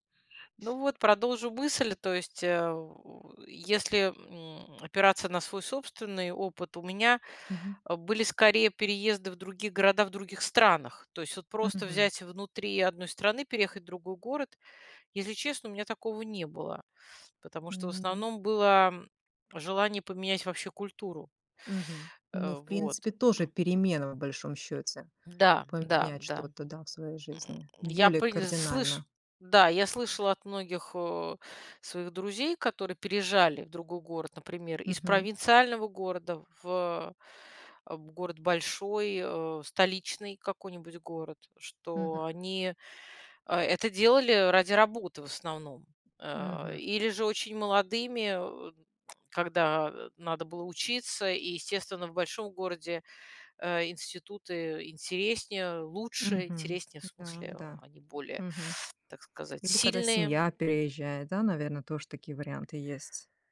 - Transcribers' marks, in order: other noise; tapping; other background noise
- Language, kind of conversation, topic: Russian, podcast, Как понять, что пора переезжать в другой город, а не оставаться на месте?